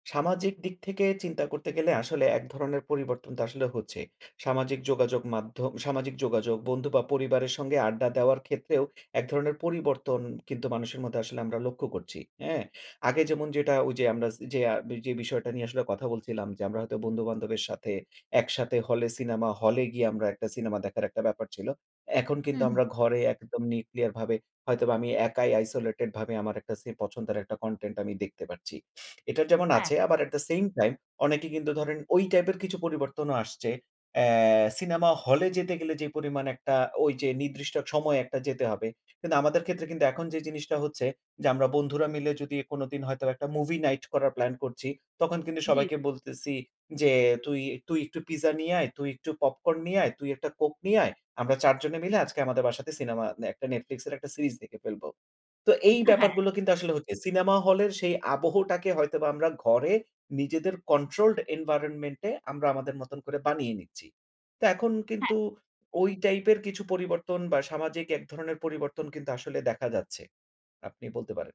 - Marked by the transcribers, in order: in English: "neuclear"; in English: "isolated"; in English: "content"; in English: "at the same time"; "নির্দিষ্ট" said as "নিদ্রিস্ট"; in English: "movie night"; in English: "controlled environmentt"; other background noise
- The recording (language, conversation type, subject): Bengali, podcast, স্ট্রিমিং প্ল্যাটফর্ম কি সিনেমা দেখার অভিজ্ঞতা বদলে দিয়েছে?